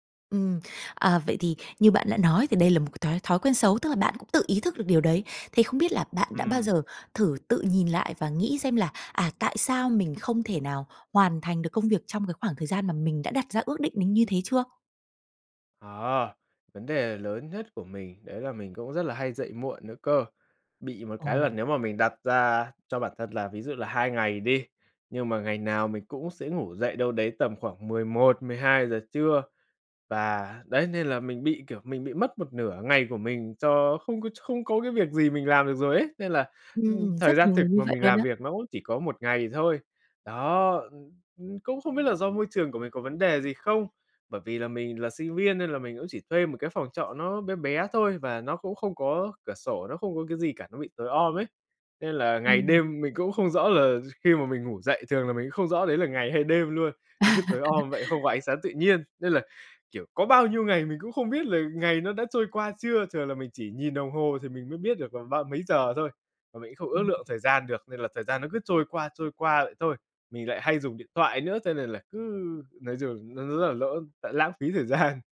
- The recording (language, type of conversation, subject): Vietnamese, advice, Làm thế nào để ước lượng chính xác thời gian hoàn thành các nhiệm vụ bạn thường xuyên làm?
- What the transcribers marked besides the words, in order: tapping; other background noise; laugh; laughing while speaking: "gian"